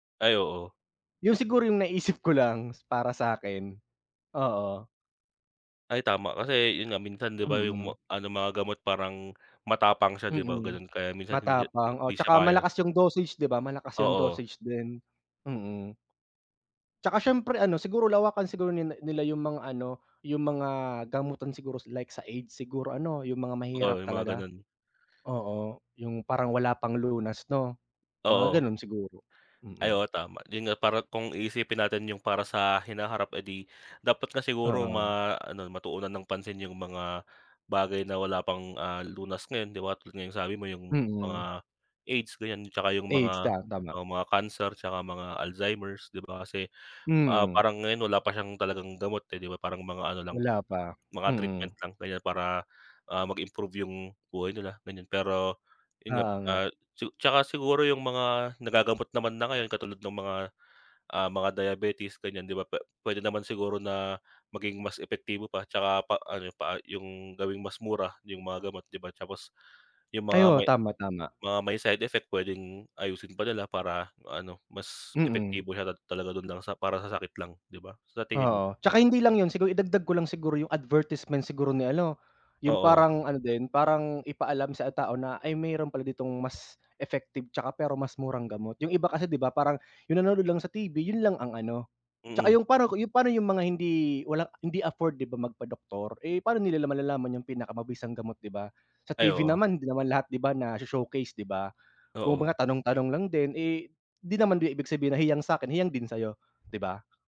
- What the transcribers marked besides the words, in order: other background noise; tapping
- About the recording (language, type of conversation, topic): Filipino, unstructured, Sa anong mga paraan nakakatulong ang agham sa pagpapabuti ng ating kalusugan?